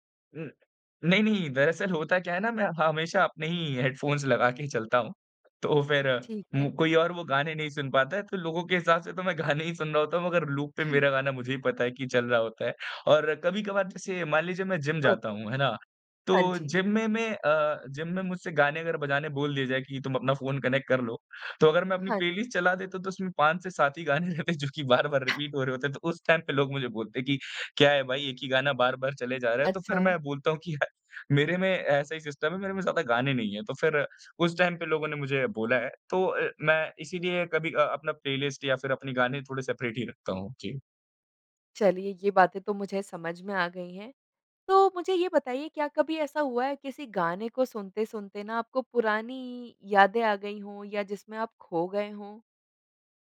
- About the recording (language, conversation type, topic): Hindi, podcast, मूड ठीक करने के लिए आप क्या सुनते हैं?
- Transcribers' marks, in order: in English: "हेडफ़ोन्स"; laughing while speaking: "गाने"; in English: "लूप"; in English: "ओके"; in English: "कनेक्ट"; in English: "प्लेलिस्ट"; laughing while speaking: "गाने रहते जो कि बार-बार रिपीट हो रहे होते"; in English: "रिपीट"; other background noise; in English: "टाइम"; in English: "सिस्टम"; in English: "टाइम"; in English: "प्लेलिस्ट"; in English: "सेपरेट"